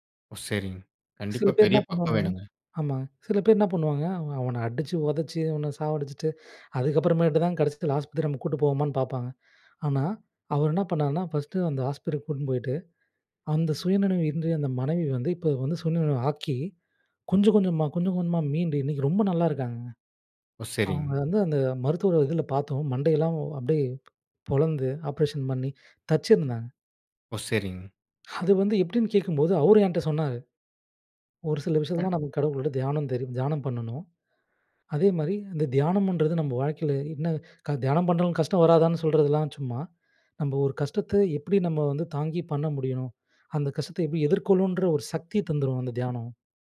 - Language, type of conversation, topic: Tamil, podcast, பணச்சுமை இருக்கும்போது தியானம் எப்படி உதவும்?
- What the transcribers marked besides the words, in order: "சரிங்க" said as "சரிங்"; inhale; inhale; "இப்போ" said as "இப்ப"; "சரிங்க" said as "சரிங்"; "சரிங்க" said as "சரிங்"